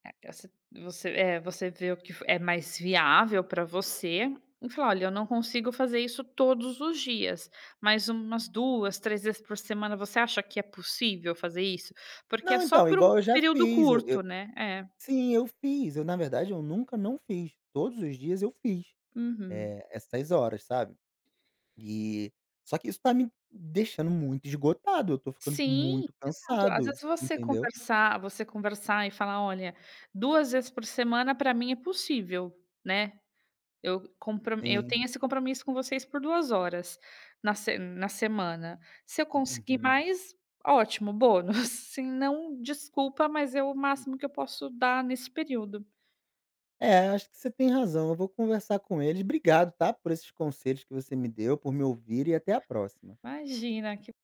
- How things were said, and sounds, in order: other background noise; laughing while speaking: "bônus"; tapping
- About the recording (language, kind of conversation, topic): Portuguese, advice, Como descrever a pressão no trabalho para aceitar horas extras por causa da cultura da empresa?